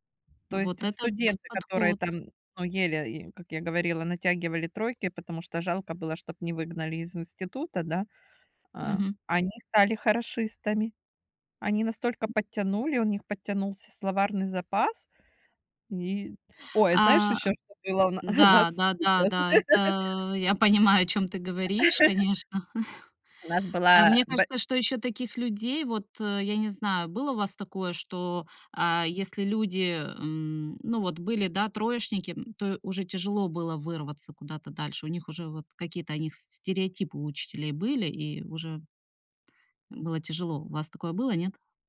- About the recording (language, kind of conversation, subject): Russian, podcast, Кто был твоим самым запоминающимся учителем и почему?
- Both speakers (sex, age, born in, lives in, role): female, 40-44, Ukraine, France, host; female, 45-49, Ukraine, Spain, guest
- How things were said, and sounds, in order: other background noise; laughing while speaking: "я понимаю, о чём"; laugh; chuckle; laugh